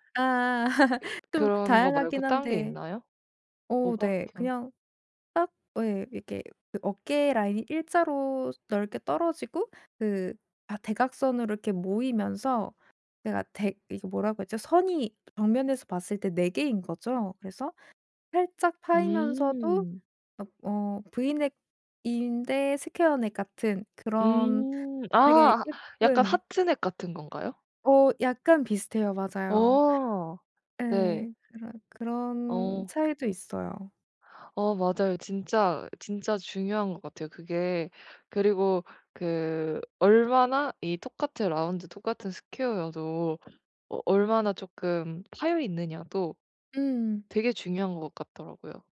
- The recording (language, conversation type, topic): Korean, advice, 어떤 의류 사이즈와 핏이 저에게 가장 잘 어울릴까요?
- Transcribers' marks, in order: laugh; other background noise; tapping